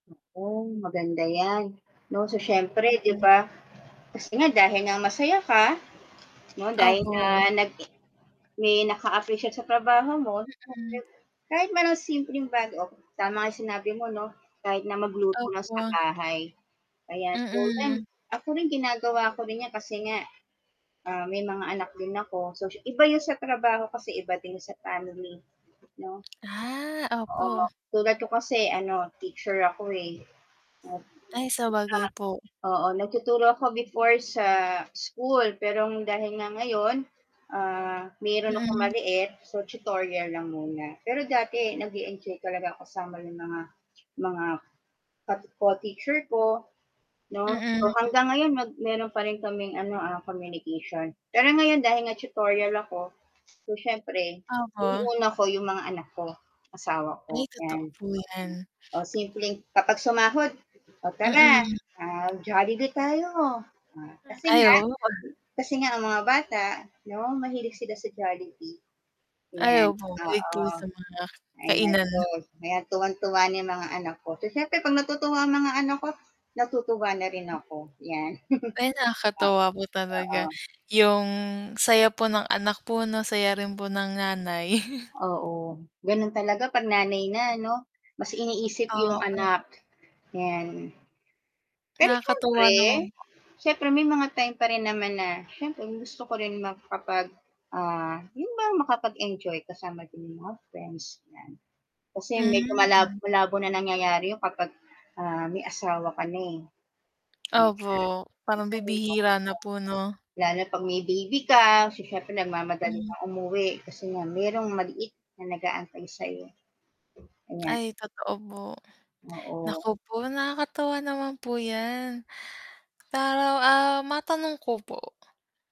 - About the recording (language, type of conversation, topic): Filipino, unstructured, Paano mo ipinagdiriwang ang tagumpay sa trabaho?
- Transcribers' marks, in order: static; tapping; unintelligible speech; other background noise; background speech; distorted speech; chuckle; chuckle; drawn out: "Hmm"; unintelligible speech; lip smack